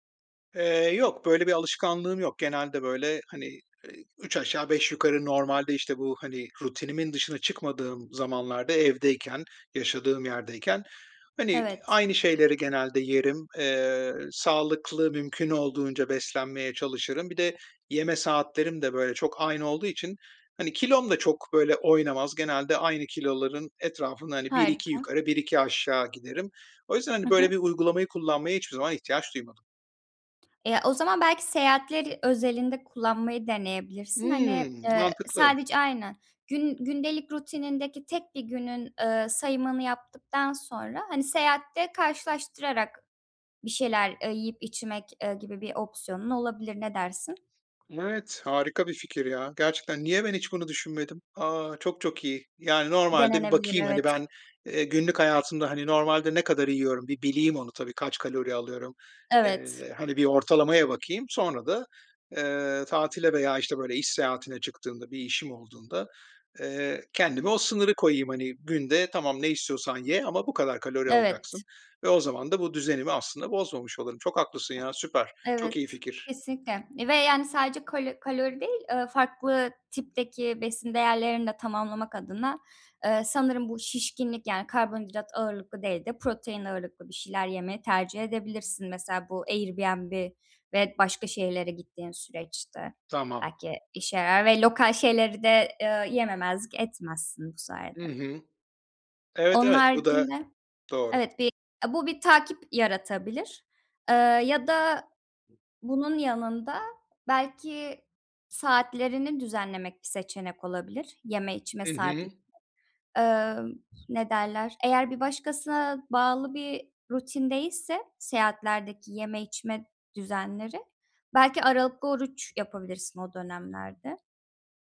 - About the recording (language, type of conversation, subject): Turkish, advice, Seyahat veya taşınma sırasında yaratıcı alışkanlıklarınız nasıl bozuluyor?
- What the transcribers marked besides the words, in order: other background noise; tapping